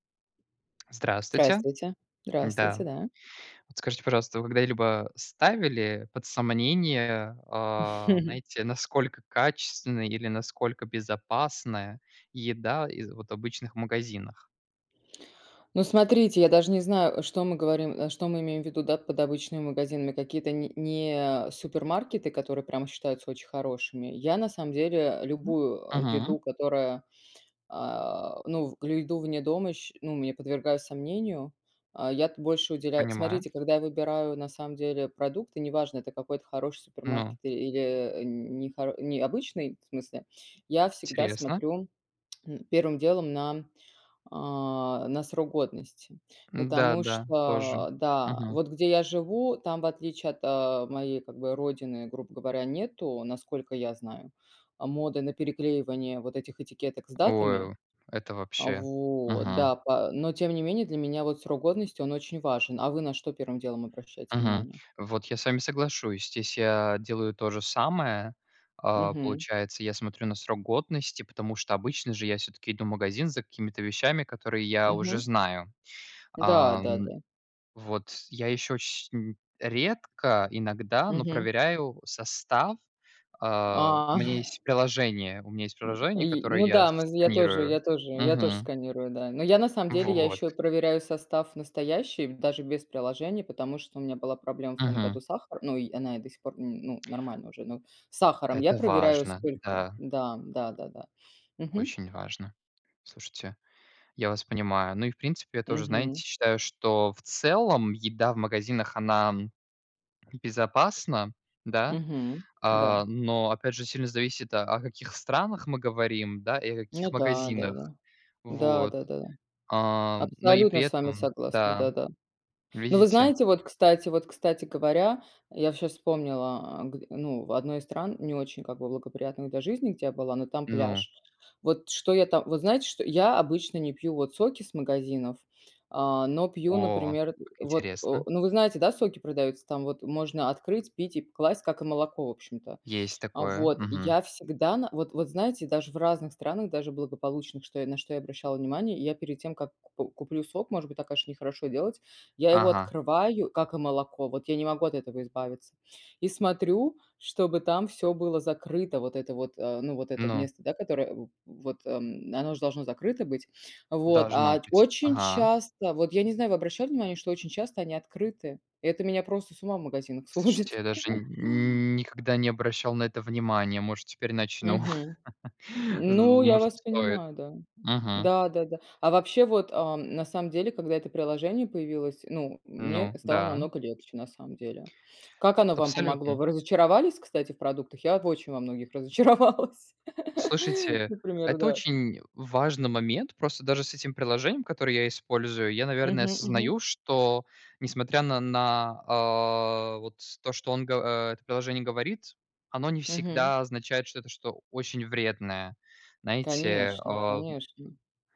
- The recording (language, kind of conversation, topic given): Russian, unstructured, Насколько, по-вашему, безопасны продукты из обычных магазинов?
- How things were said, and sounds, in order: chuckle; tapping; chuckle; drawn out: "Вот"; laughing while speaking: "сводит"; chuckle; chuckle; other background noise; laughing while speaking: "разочаровалась"; laugh